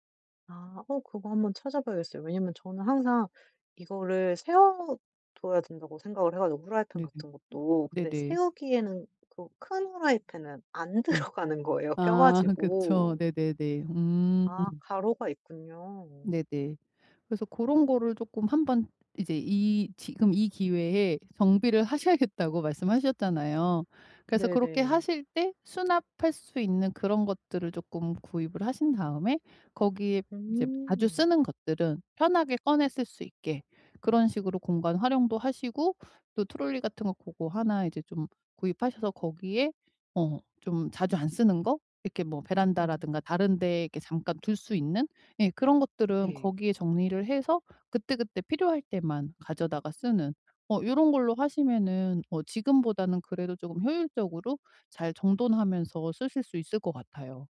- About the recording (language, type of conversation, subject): Korean, advice, 일상에서 작업 공간을 빠르게 정돈하고 재정비하는 루틴은 어떻게 시작하면 좋을까요?
- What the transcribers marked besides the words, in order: other background noise; laughing while speaking: "안 들어가는"; tapping